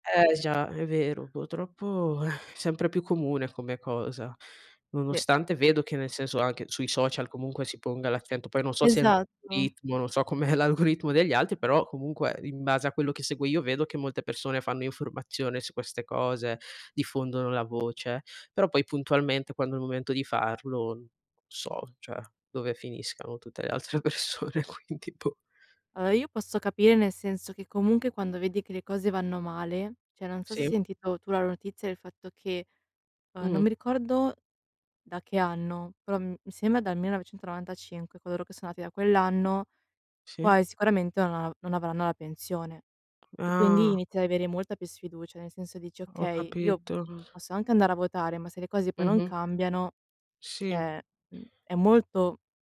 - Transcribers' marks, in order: other background noise; "Purtroppo" said as "Putroppo"; exhale; tapping; "algoritmo" said as "oritmo"; laughing while speaking: "com'è l'algoritmo"; "persone" said as "pessone"; "cioè" said as "ceh"; laughing while speaking: "altre persone, quindi boh!"; "Allora" said as "Alloa"; "comunque" said as "comunche"; "cioè" said as "ceh"; "sembra" said as "sema"; "quasi" said as "quai"; "cioè" said as "ceh"
- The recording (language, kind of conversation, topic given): Italian, unstructured, Quali valori ritieni fondamentali per una società giusta?